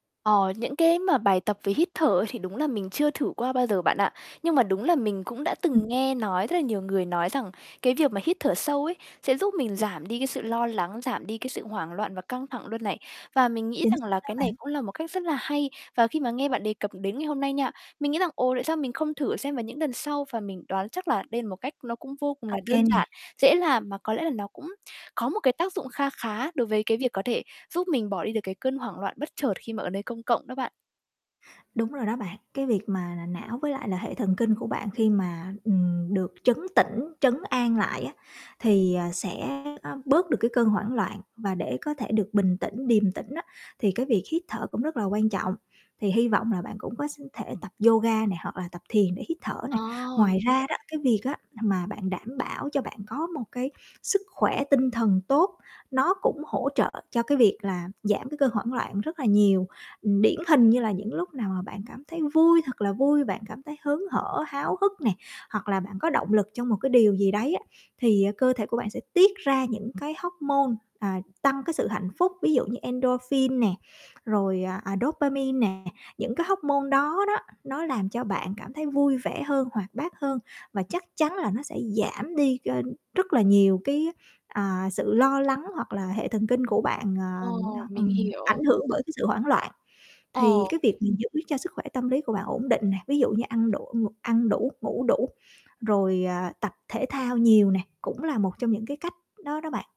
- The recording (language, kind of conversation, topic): Vietnamese, advice, Bạn đã từng lên cơn hoảng loạn bất chợt ở nơi công cộng chưa, và lúc đó diễn ra như thế nào?
- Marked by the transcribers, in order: other background noise; static; distorted speech; "lần" said as "nần"; tapping; in English: "endorphin"; in English: "dopamine"